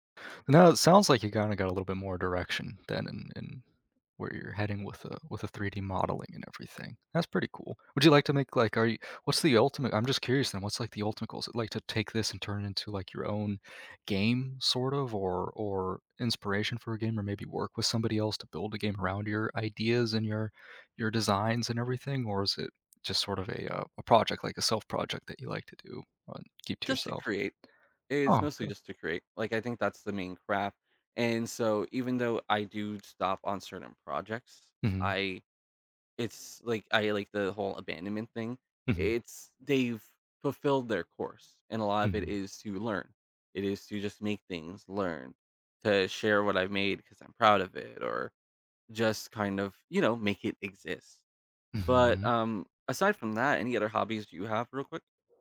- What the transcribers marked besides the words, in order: none
- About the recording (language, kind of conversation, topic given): English, unstructured, How do you decide which hobby projects to finish and which ones to abandon?
- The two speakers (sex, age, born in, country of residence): male, 25-29, United States, United States; male, 30-34, United States, United States